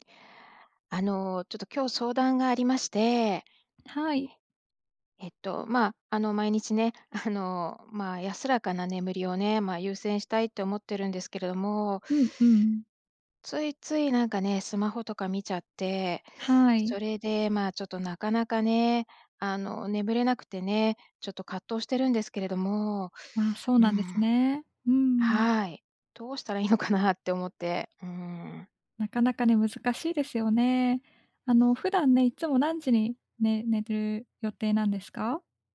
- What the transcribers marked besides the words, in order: laughing while speaking: "どうしたらいいのかなって思って"
- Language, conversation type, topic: Japanese, advice, 安らかな眠りを優先したいのですが、夜の習慣との葛藤をどう解消すればよいですか？